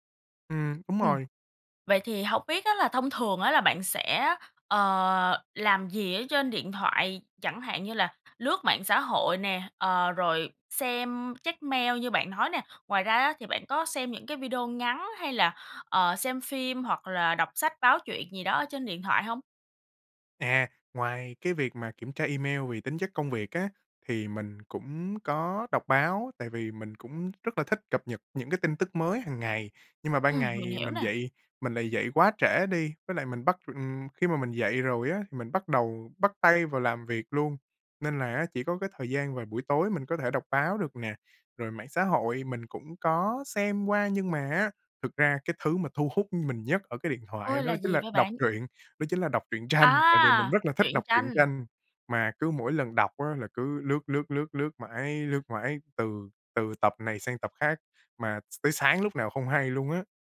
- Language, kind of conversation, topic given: Vietnamese, advice, Thói quen dùng điện thoại trước khi ngủ ảnh hưởng đến giấc ngủ của bạn như thế nào?
- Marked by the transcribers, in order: tapping; laughing while speaking: "tranh"